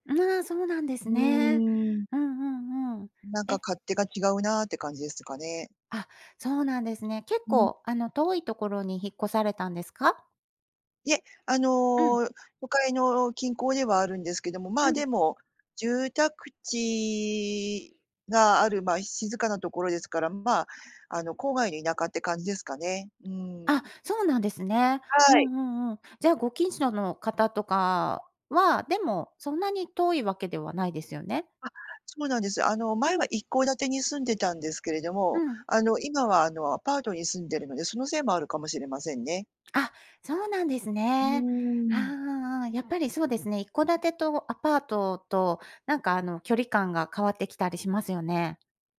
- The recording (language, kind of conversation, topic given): Japanese, advice, 引っ越しで新しい環境に慣れられない不安
- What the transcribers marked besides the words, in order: other noise